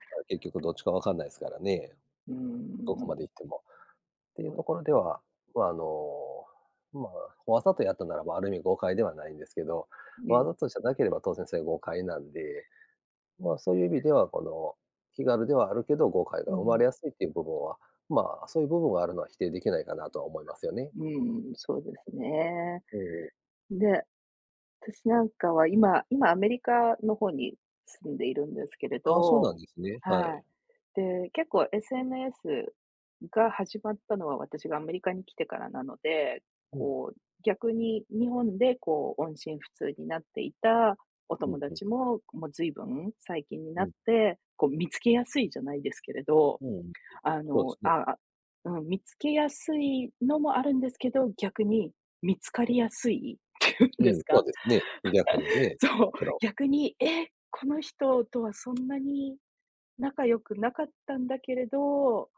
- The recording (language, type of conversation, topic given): Japanese, unstructured, SNSは人間関係にどのような影響を与えていると思いますか？
- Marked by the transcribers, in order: unintelligible speech; laughing while speaking: "って言うんですか"; chuckle